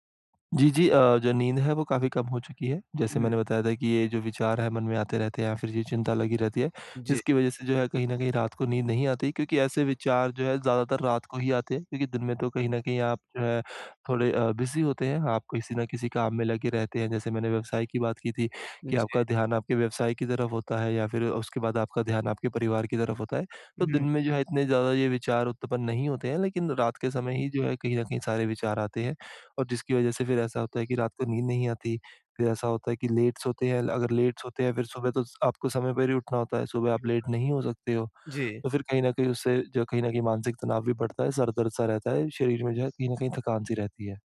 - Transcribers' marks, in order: in English: "लेट"; in English: "लेट"; other noise; in English: "लेट"
- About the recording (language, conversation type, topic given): Hindi, advice, क्या चिंता होना सामान्य है और मैं इसे स्वस्थ तरीके से कैसे स्वीकार कर सकता/सकती हूँ?